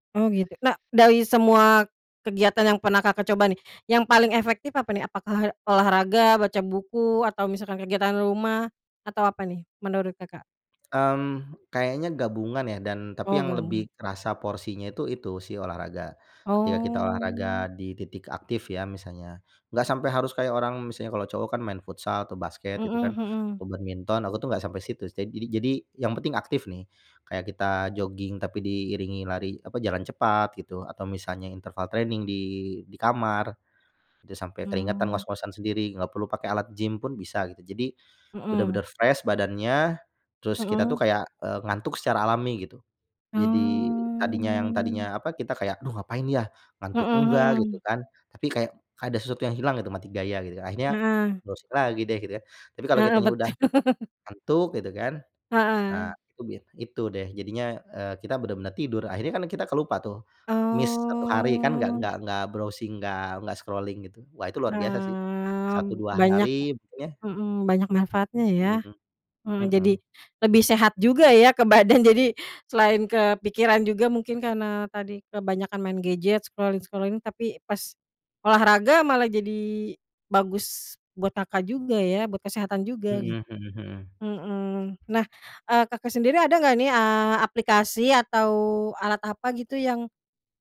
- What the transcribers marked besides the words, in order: in English: "jogging"; in English: "training"; in English: "fresh"; drawn out: "Oh"; in English: "browsing"; laughing while speaking: "betul"; in English: "miss"; drawn out: "Oh"; in English: "browsing"; in English: "scrolling"; drawn out: "Eee"; tapping; chuckle; in English: "scrolling-scrolling"
- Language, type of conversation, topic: Indonesian, podcast, Apa cara kamu membatasi waktu layar agar tidak kecanduan gawai?